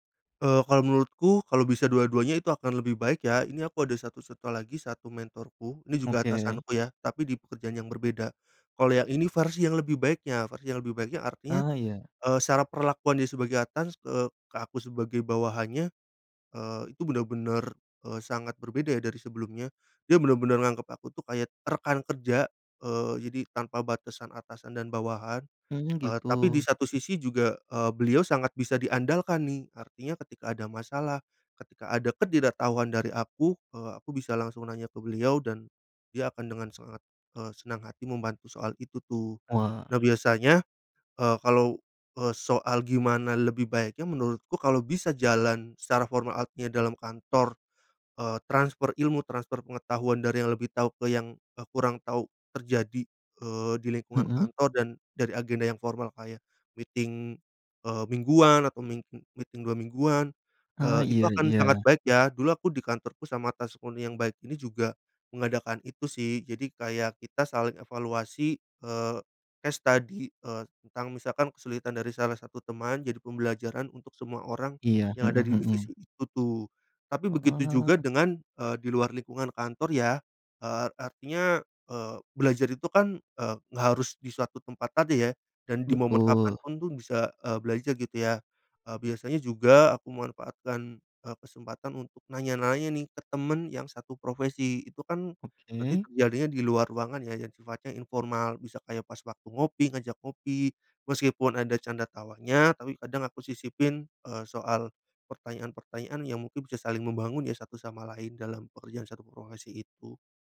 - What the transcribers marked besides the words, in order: in English: "meeting"; in English: "meeting"; in English: "case study"
- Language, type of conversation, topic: Indonesian, podcast, Siapa mentor yang paling berpengaruh dalam kariermu, dan mengapa?